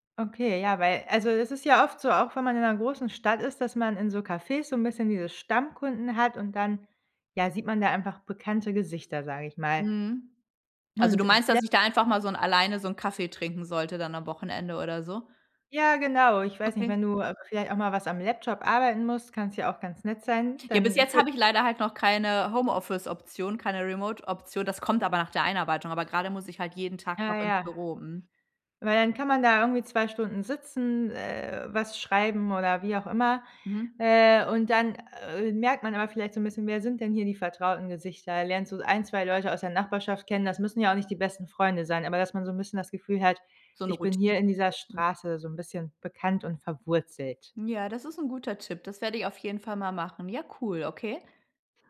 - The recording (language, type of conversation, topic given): German, advice, Wie gehe ich mit Einsamkeit nach einem Umzug in eine neue Stadt um?
- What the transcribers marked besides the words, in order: none